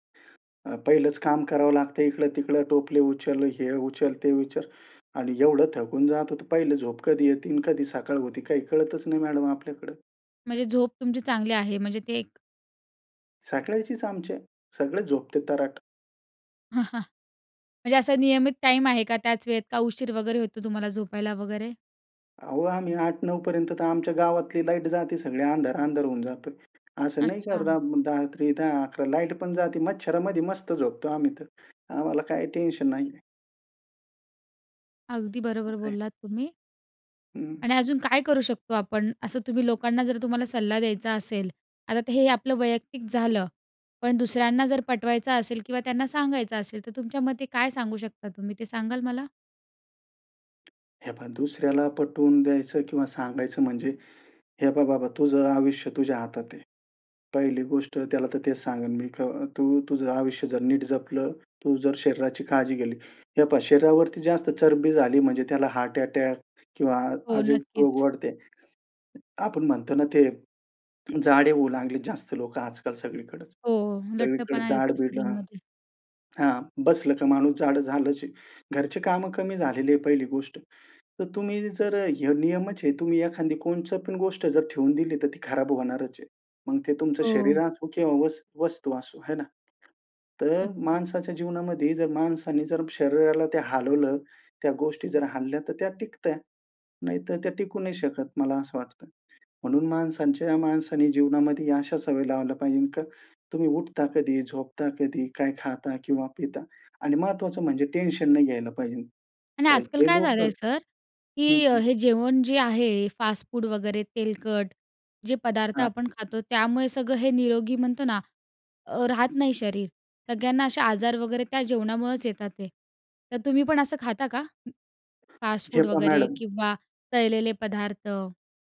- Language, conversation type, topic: Marathi, podcast, कुटुंबात निरोगी सवयी कशा रुजवता?
- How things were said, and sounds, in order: tapping; chuckle; other background noise; "आयुष्य" said as "आविष्य"